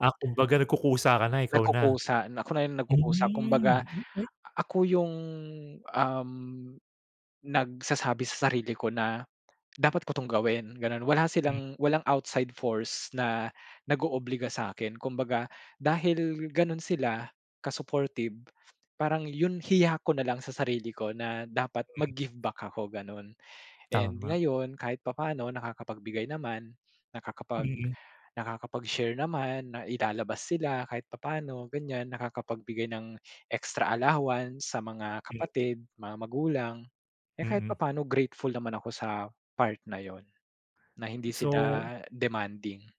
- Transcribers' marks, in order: drawn out: "Mm"; in English: "outside force"
- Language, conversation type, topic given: Filipino, podcast, Ano ang ginampanang papel ng pamilya mo sa edukasyon mo?